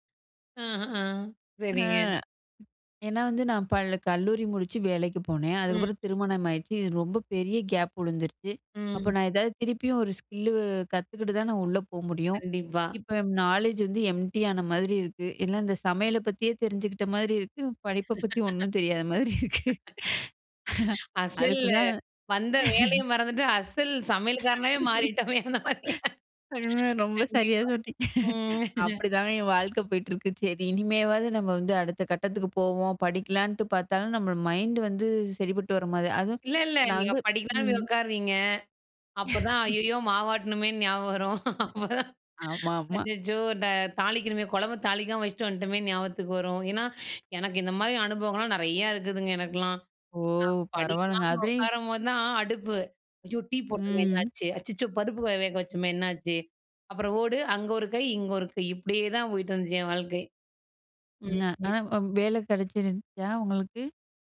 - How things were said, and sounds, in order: other background noise; in English: "ஸ்கில்லு"; in English: "நாலேட்ஜ்"; in English: "எம்ப்டியான"; laugh; laughing while speaking: "மாதிரி இருக்கு"; laugh; laughing while speaking: "மாறிட்டோமே! அந்த மாரியா?"; laugh; laughing while speaking: "சொன்னீங்க"; laugh; laugh; laughing while speaking: "அப்போதான்"
- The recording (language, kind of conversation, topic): Tamil, podcast, உங்கள் தினசரி திரை நேரத்தை நீங்கள் எப்படி நிர்வகிக்கிறீர்கள்?